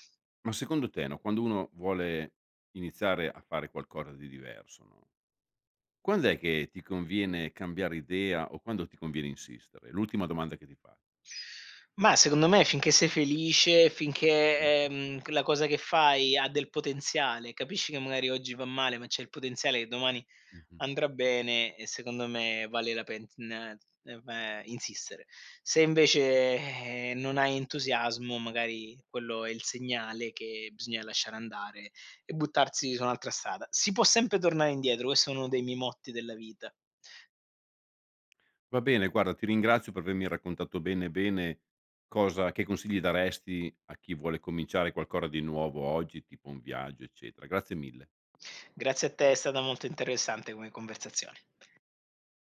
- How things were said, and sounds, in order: "pena" said as "pentna eva"; "qualcosa" said as "qualcora"
- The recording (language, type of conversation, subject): Italian, podcast, Che consigli daresti a chi vuole cominciare oggi?